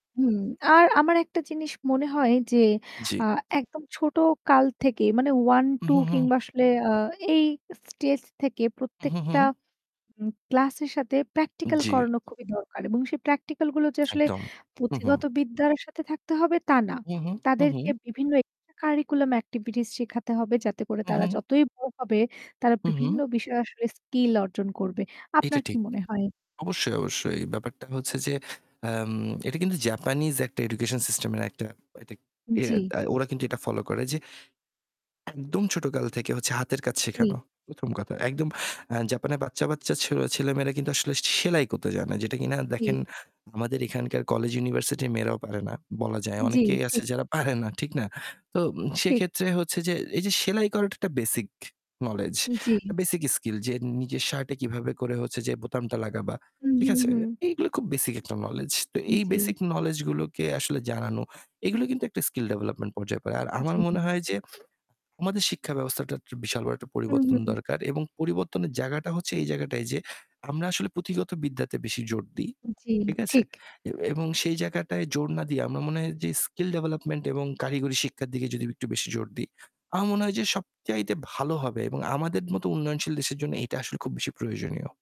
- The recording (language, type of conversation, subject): Bengali, unstructured, শিক্ষাব্যবস্থা কি সত্যিই ছাত্রদের জন্য উপযোগী?
- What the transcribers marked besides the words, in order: static; distorted speech; tapping; swallow; sniff